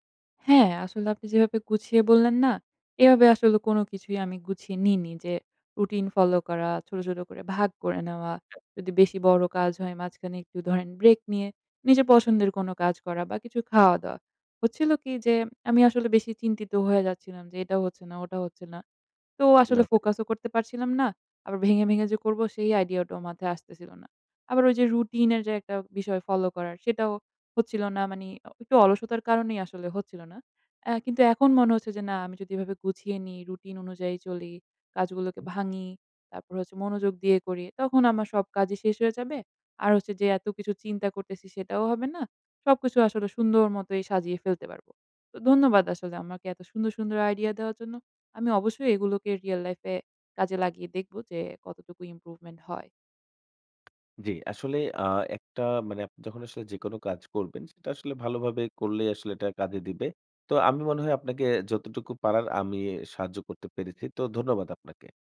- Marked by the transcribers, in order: tapping
- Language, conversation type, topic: Bengali, advice, একসঙ্গে অনেক কাজ থাকার কারণে কি আপনার মনোযোগ ছিন্নভিন্ন হয়ে যাচ্ছে?
- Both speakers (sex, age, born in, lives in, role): female, 20-24, Bangladesh, Bangladesh, user; male, 25-29, Bangladesh, Bangladesh, advisor